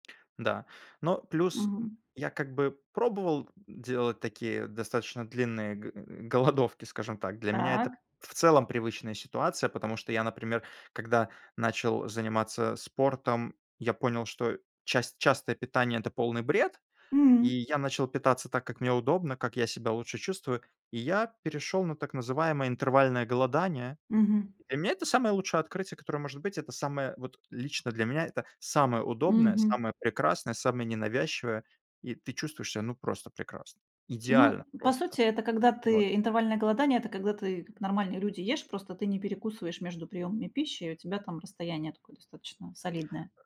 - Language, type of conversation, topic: Russian, podcast, Какой распорядок дня помогает тебе творить?
- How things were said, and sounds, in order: other background noise